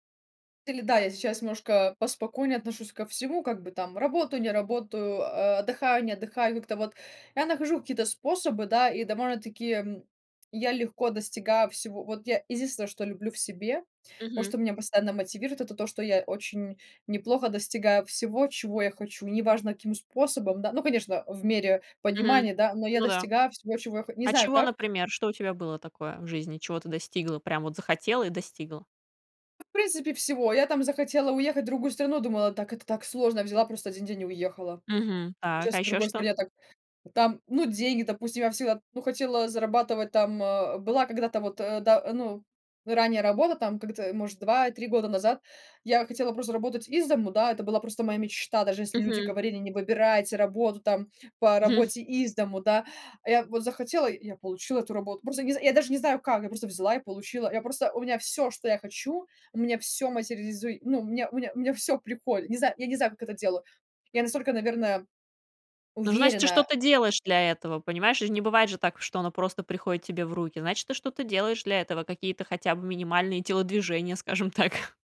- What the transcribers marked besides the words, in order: tapping; other background noise; chuckle; "значит" said as "жнасть"; laughing while speaking: "скажем так"
- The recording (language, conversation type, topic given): Russian, podcast, Что тебя больше всего мотивирует учиться на протяжении жизни?